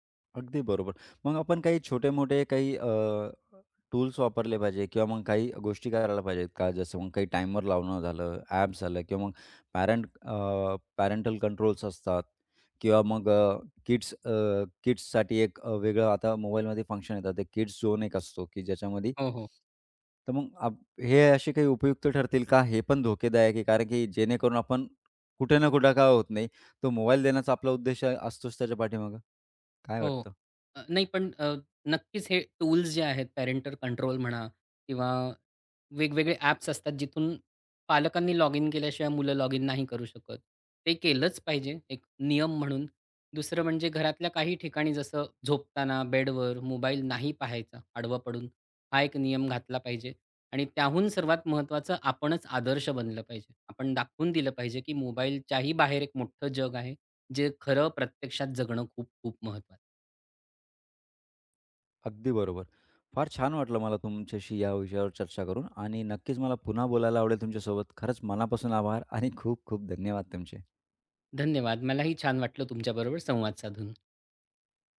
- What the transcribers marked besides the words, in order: other background noise
- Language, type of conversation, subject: Marathi, podcast, मुलांसाठी स्क्रीनसमोरचा वेळ मर्यादित ठेवण्यासाठी तुम्ही कोणते नियम ठरवता आणि कोणत्या सोप्या टिप्स उपयोगी पडतात?